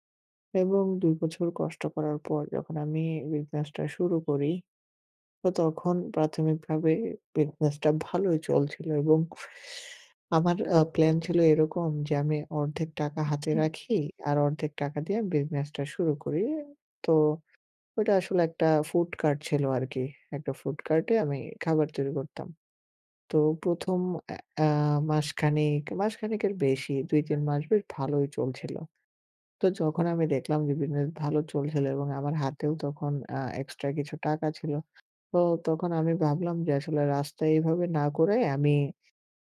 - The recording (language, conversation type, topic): Bengali, advice, ব্যর্থ হলে কীভাবে নিজের মূল্য কম ভাবা বন্ধ করতে পারি?
- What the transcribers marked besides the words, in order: tapping